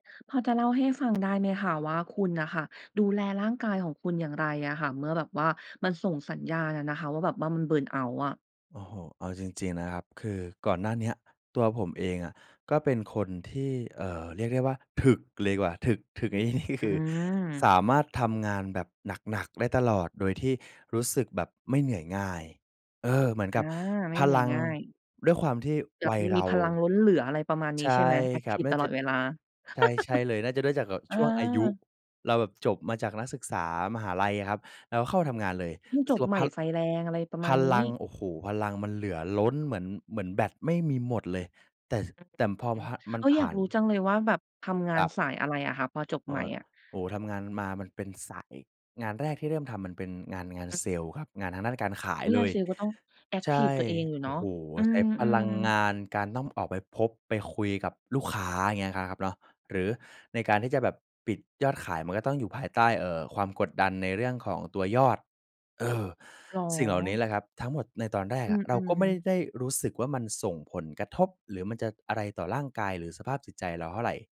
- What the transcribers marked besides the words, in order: in English: "เบิร์นเอาต์"; laughing while speaking: "ในที่นี้คือ"; laugh; unintelligible speech
- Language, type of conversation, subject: Thai, podcast, คุณดูแลร่างกายอย่างไรเมื่อเริ่มมีสัญญาณหมดไฟ?